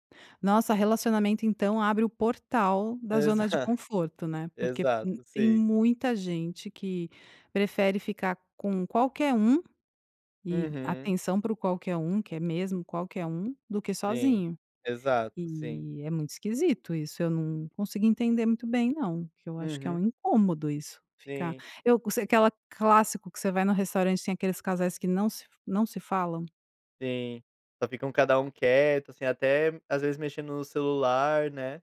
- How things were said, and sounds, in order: laughing while speaking: "Exato"
- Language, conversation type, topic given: Portuguese, podcast, Como você se convence a sair da zona de conforto?